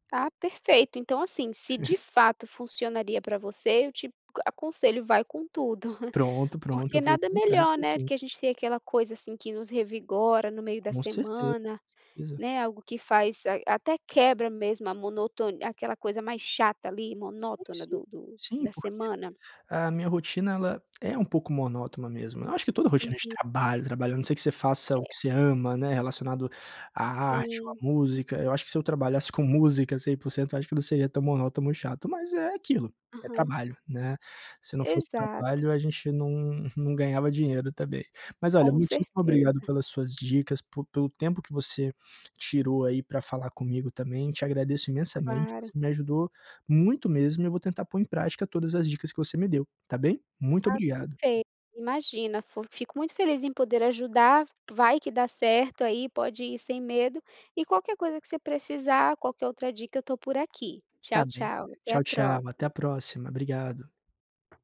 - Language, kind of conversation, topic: Portuguese, advice, Como posso encontrar tempo para meus hobbies e momentos de lazer na rotina?
- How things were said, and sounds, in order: chuckle; chuckle; chuckle; tapping; other noise; other background noise